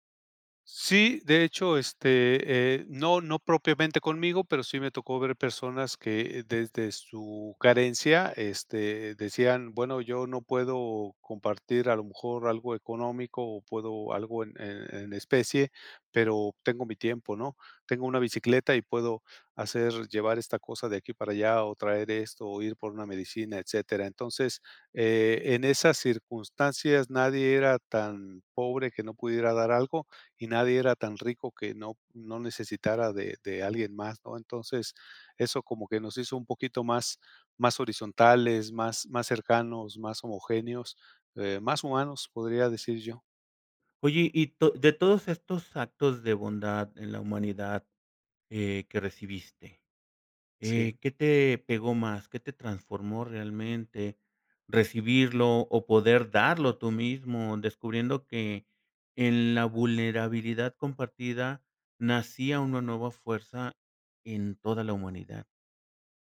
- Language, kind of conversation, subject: Spanish, podcast, ¿Cuál fue tu encuentro más claro con la bondad humana?
- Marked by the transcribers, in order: none